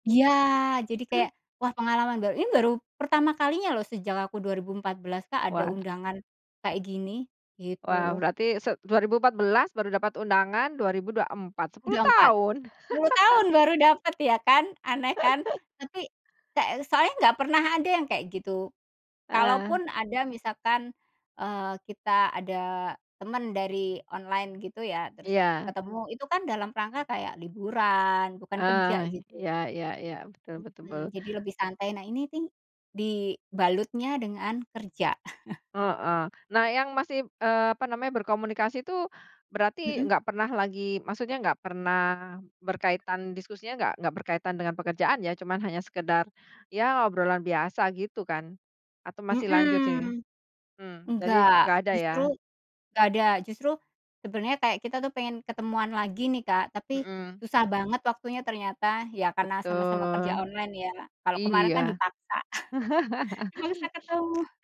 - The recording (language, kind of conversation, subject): Indonesian, podcast, Bagaimana cara Anda menjaga hubungan kerja setelah acara selesai?
- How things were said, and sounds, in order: chuckle; tapping; chuckle; "betul" said as "betubul"; chuckle; chuckle; other background noise